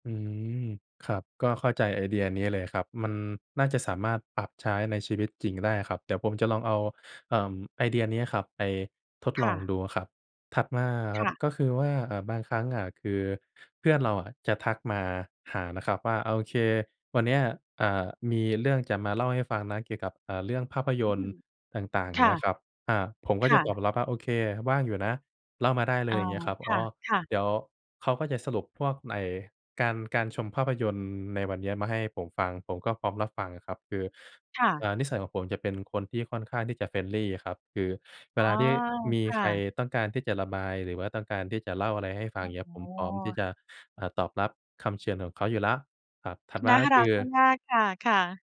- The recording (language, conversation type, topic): Thai, advice, อยากฝึกนอนให้เป็นเวลาแต่ใช้เวลาก่อนนอนกับหน้าจอจนดึก
- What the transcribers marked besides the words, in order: in English: "friendly"